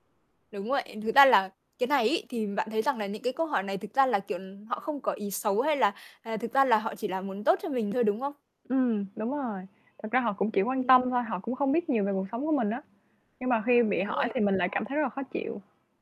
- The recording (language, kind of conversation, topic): Vietnamese, podcast, Bạn đối mặt với áp lực xã hội và kỳ vọng của gia đình như thế nào?
- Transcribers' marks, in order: tapping